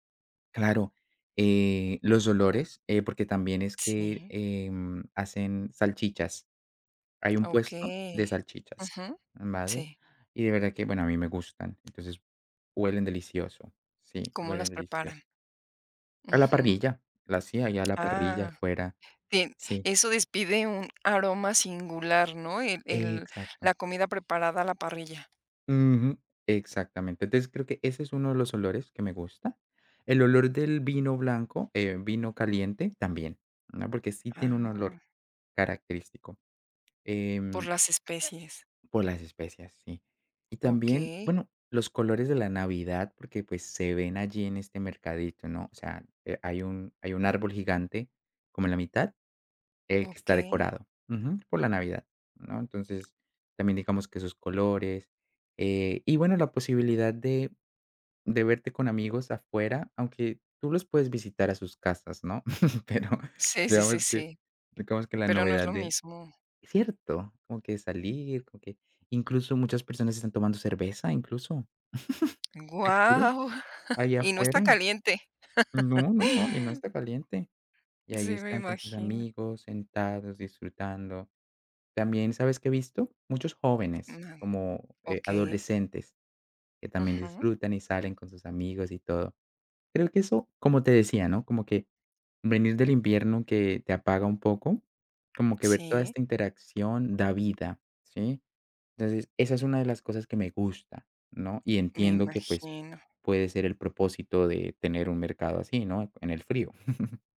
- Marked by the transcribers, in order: tapping; other background noise; laugh; laughing while speaking: "Pero"; chuckle; laugh; unintelligible speech; chuckle
- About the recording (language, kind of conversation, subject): Spanish, podcast, ¿Cuál es un mercado local que te encantó y qué lo hacía especial?